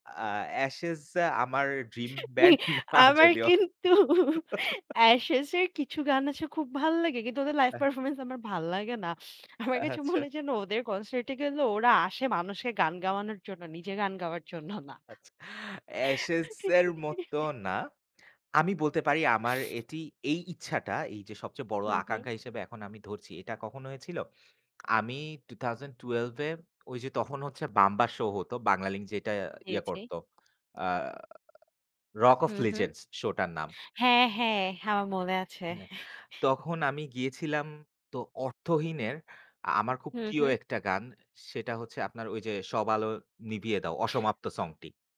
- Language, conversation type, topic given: Bengali, unstructured, আপনার জীবনের সবচেয়ে বড় আকাঙ্ক্ষা কী?
- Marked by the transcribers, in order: giggle; laughing while speaking: "আমার কিন্তু"; laughing while speaking: "না যদিও"; chuckle; laughing while speaking: "আচ্ছা"; chuckle; laughing while speaking: "আচ্ছা"; laughing while speaking: "জন্য না"; laugh; other background noise; in English: "রক ওফ লিজেন্ডস"; chuckle